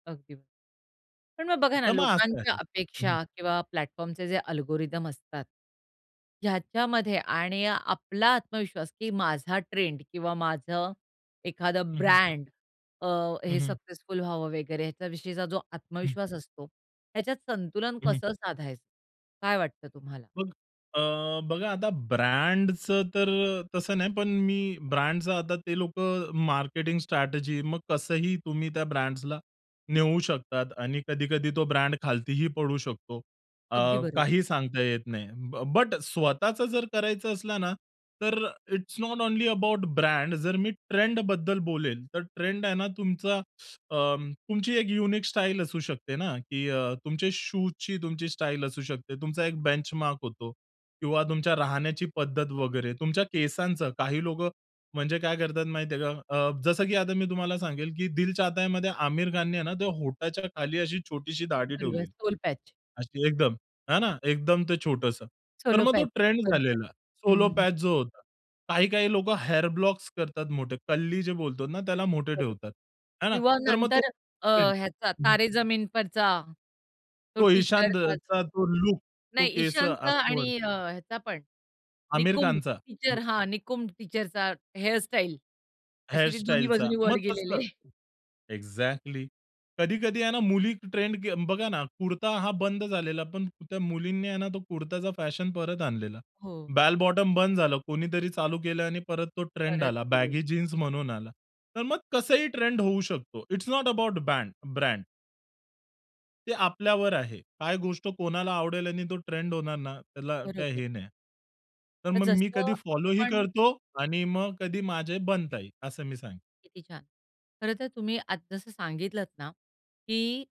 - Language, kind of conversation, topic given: Marathi, podcast, ट्रेंड फॉलो करायचे की ट्रेंड बनायचे?
- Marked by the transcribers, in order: other noise; in English: "प्लॅटफॉर्म"; in English: "अल्गोरिथम"; other background noise; in English: "इट्स नॉट ओन्ली अबाउट ब्रँड"; in English: "युनिक"; in English: "बेंचमार्क"; in English: "सोल पॅच"; in English: "सोलो पॅच"; in English: "सोल पॅच"; in English: "हेअर ब्लॉक्स"; in English: "टीचर"; in English: "टीचर"; in English: "टीचर"; laughing while speaking: "दोन्ही बाजूंनी वर गेलेले"; in English: "एक्झॅक्टली"; tapping; in English: "बेल बॉटम"; in English: "इट्स नॉट अबाउट बँड ब्रँड"